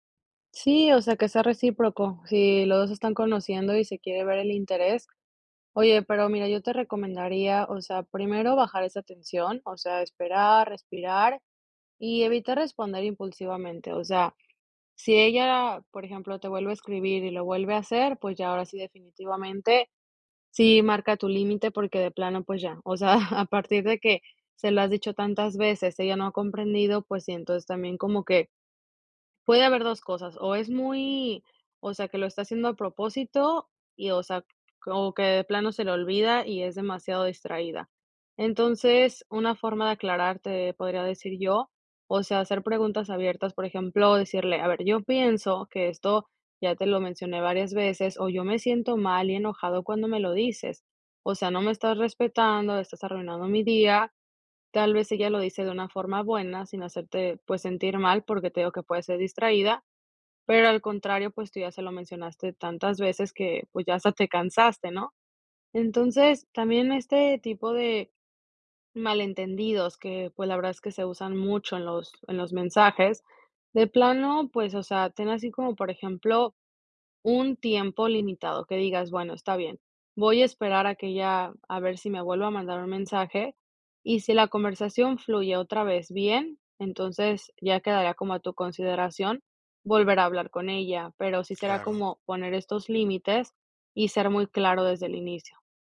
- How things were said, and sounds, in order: other background noise; laughing while speaking: "o sea"; tapping
- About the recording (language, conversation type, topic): Spanish, advice, ¿Puedes contarme sobre un malentendido por mensajes de texto que se salió de control?